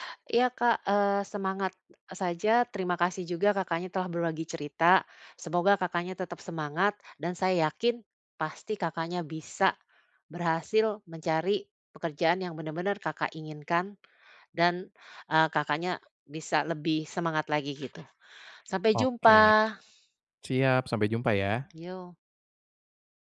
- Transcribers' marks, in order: other background noise
- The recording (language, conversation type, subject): Indonesian, advice, Bagaimana saya tahu apakah karier saya sedang mengalami stagnasi?